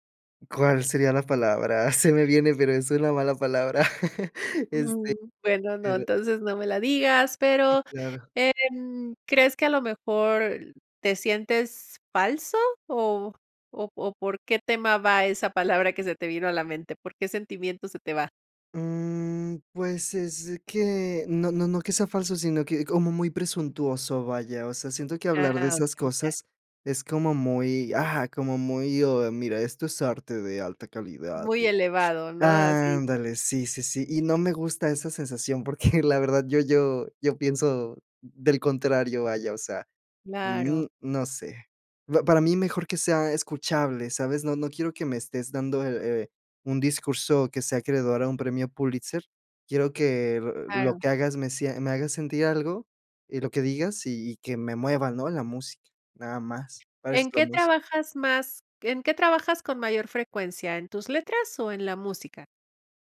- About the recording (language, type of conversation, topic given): Spanish, advice, ¿Cómo puedo medir mi mejora creativa y establecer metas claras?
- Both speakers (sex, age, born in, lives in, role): female, 50-54, Mexico, Mexico, advisor; male, 20-24, Mexico, Mexico, user
- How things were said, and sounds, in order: laughing while speaking: "Se me viene"; chuckle; laughing while speaking: "porque"; tapping